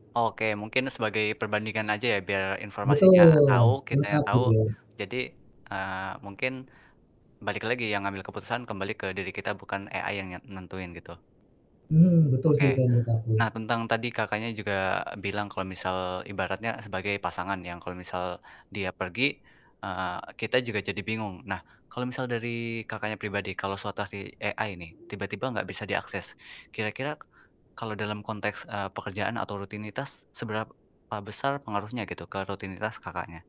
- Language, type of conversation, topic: Indonesian, podcast, Menurut Anda, apa saja keuntungan dan kerugian jika hidup semakin bergantung pada asisten kecerdasan buatan?
- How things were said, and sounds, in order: static; in English: "AI"; "situasi" said as "sotasi"; in English: "AI"